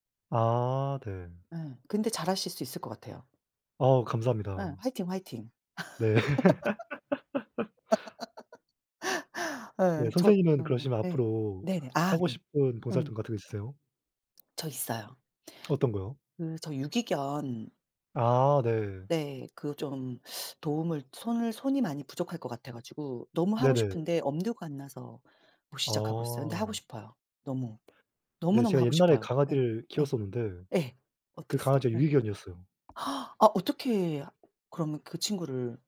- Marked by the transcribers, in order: laughing while speaking: "네"; laugh; other background noise; tapping; gasp
- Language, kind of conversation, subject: Korean, unstructured, 봉사활동을 해본 적이 있으신가요? 가장 기억에 남는 경험은 무엇인가요?